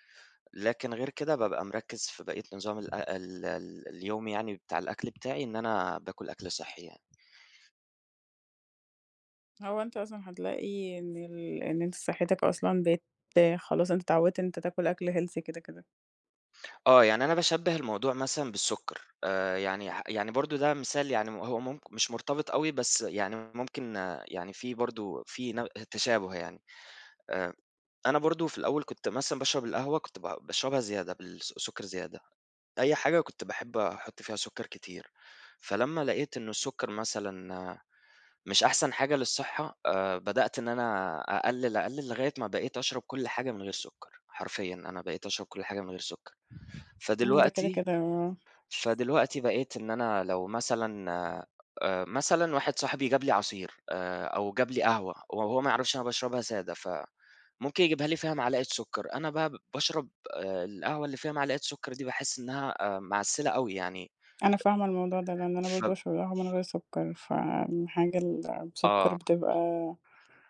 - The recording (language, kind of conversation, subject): Arabic, unstructured, هل إنت مؤمن إن الأكل ممكن يقرّب الناس من بعض؟
- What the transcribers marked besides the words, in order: in English: "healthy"; other noise